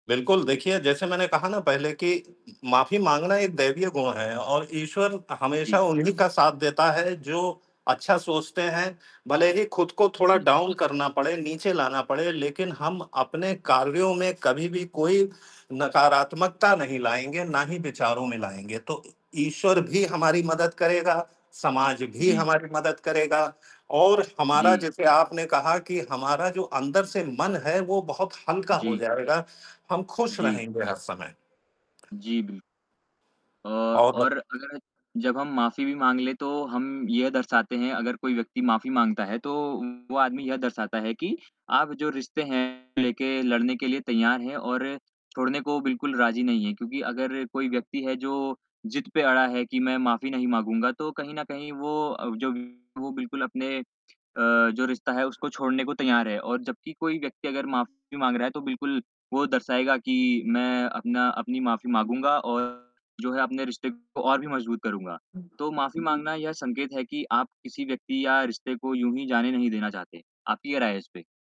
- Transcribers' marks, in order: mechanical hum; in English: "डाउन"; static; tapping; distorted speech; other noise
- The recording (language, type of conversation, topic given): Hindi, unstructured, झगड़े के बाद माफ़ी क्यों ज़रूरी होती है?